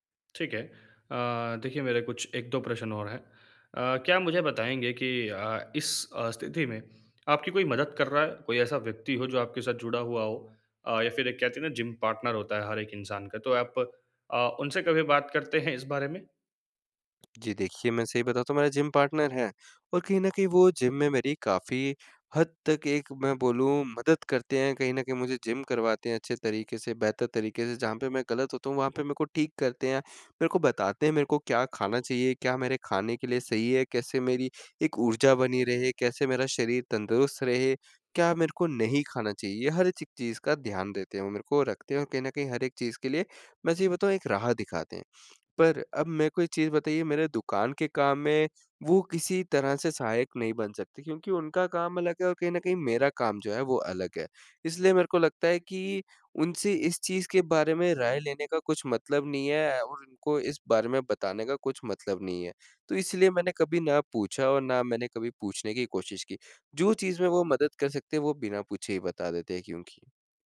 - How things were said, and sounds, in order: tapping; in English: "पार्टनर"; in English: "पार्टनर"
- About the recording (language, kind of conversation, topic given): Hindi, advice, दिनचर्या में अचानक बदलाव को बेहतर तरीके से कैसे संभालूँ?